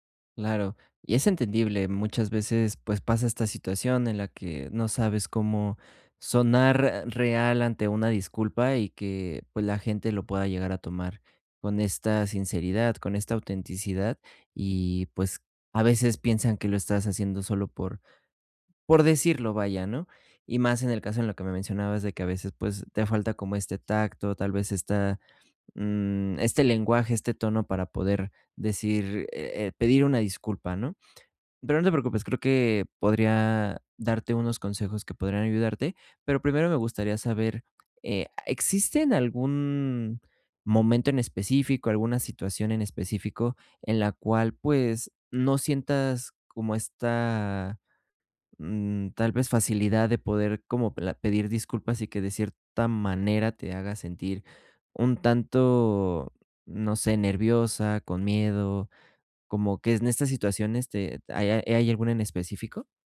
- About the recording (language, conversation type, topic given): Spanish, advice, ¿Cómo puedo pedir disculpas con autenticidad sin sonar falso ni defensivo?
- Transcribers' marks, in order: tapping